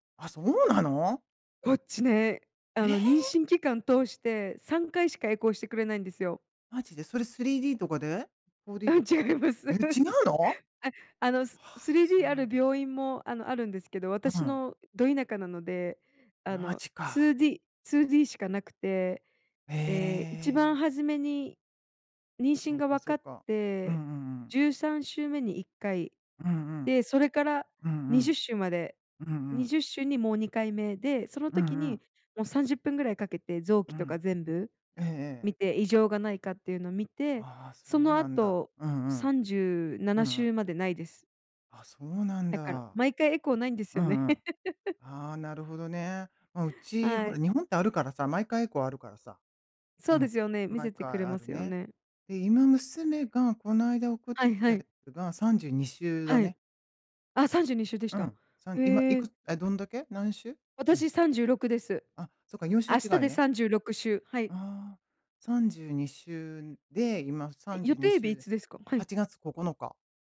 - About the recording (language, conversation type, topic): Japanese, unstructured, 家族とケンカした後、どうやって和解しますか？
- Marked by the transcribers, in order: laughing while speaking: "あ、違います"; surprised: "え、違うの？"; laugh